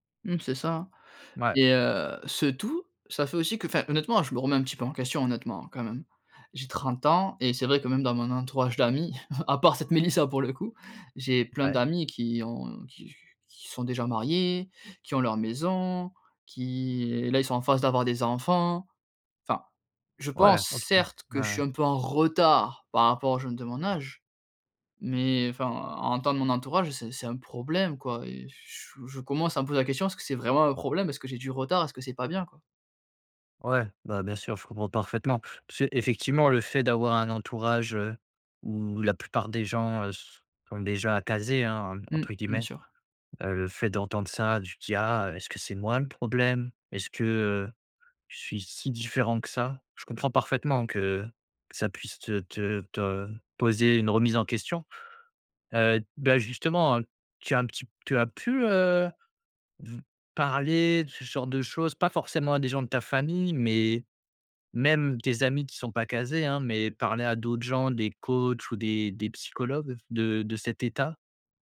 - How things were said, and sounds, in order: chuckle; other background noise; stressed: "mariés"; stressed: "maison"; stressed: "enfants"
- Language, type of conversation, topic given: French, advice, Comment gérez-vous la pression familiale pour avoir des enfants ?
- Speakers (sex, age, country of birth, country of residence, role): male, 25-29, France, France, advisor; male, 30-34, France, France, user